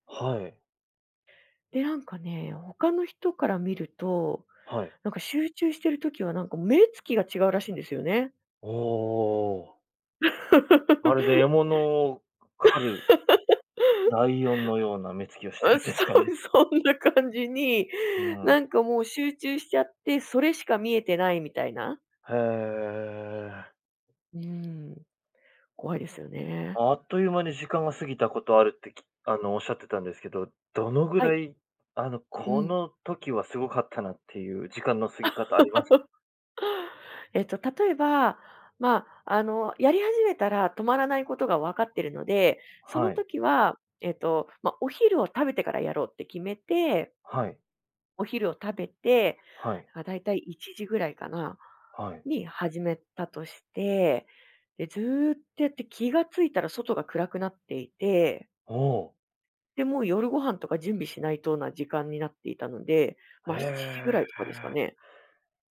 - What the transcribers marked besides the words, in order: laugh; laugh; laughing while speaking: "してるんですかね"; laughing while speaking: "あ、そう。そんな感じに"; laugh
- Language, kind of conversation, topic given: Japanese, podcast, 趣味に没頭して「ゾーン」に入ったと感じる瞬間は、どんな感覚ですか？